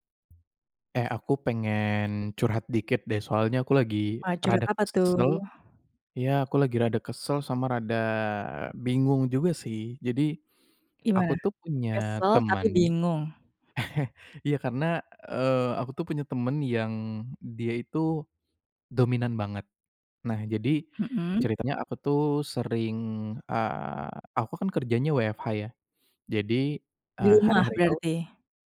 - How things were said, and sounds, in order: other background noise; chuckle
- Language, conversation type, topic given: Indonesian, advice, Bagaimana cara mengatakan tidak pada permintaan orang lain agar rencanamu tidak terganggu?